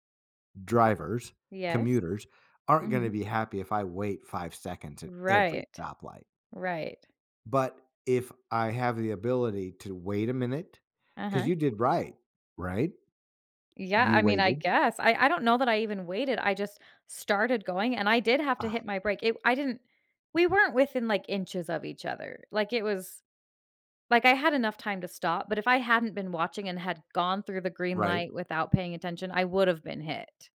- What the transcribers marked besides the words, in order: other background noise; tapping
- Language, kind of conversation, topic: English, unstructured, What would you do if you could pause time for everyone except yourself?
- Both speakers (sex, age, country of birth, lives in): female, 35-39, United States, United States; male, 50-54, United States, United States